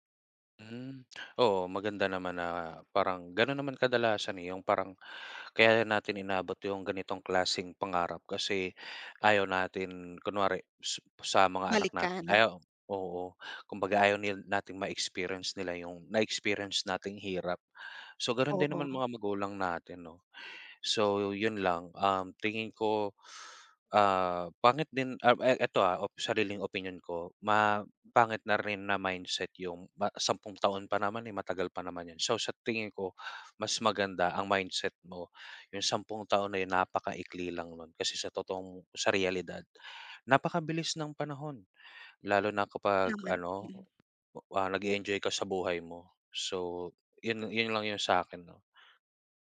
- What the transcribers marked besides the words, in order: tongue click
- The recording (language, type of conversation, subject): Filipino, unstructured, Paano mo nakikita ang sarili mo sa loob ng sampung taon?